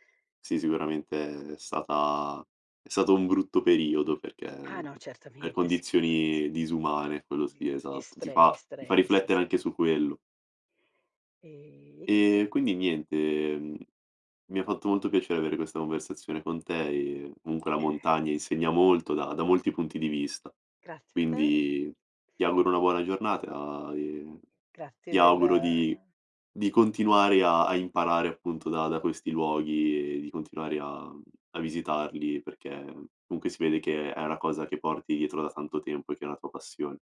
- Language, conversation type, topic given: Italian, podcast, Raccontami del tuo hobby preferito, dai?
- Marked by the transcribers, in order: unintelligible speech; "comunque" said as "munque"; tapping